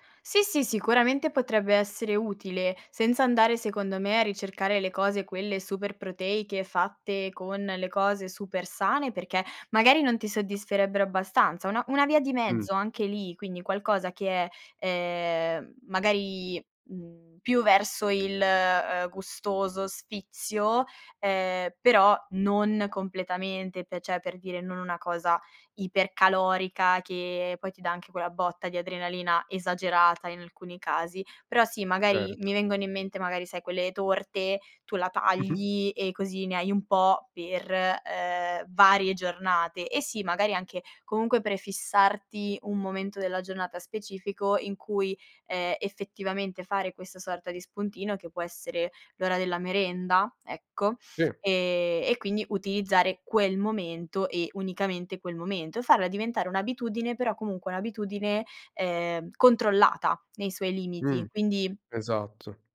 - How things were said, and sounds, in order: "cioè" said as "ceh"; other background noise
- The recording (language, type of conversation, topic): Italian, advice, Bere o abbuffarsi quando si è stressati